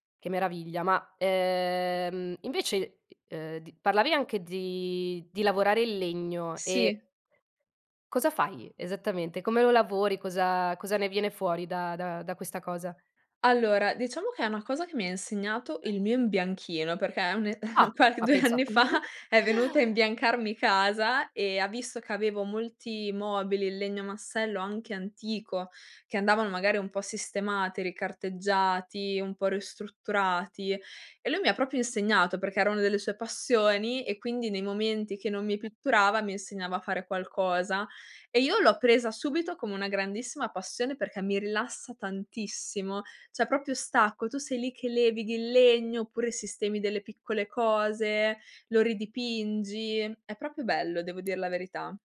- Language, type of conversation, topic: Italian, podcast, Come gestisci lo stress nella vita di tutti i giorni?
- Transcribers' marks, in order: other background noise; chuckle; laughing while speaking: "due anni fa"; "proprio" said as "propio"; "Cioè" said as "ceh"; "proprio" said as "propio"; tapping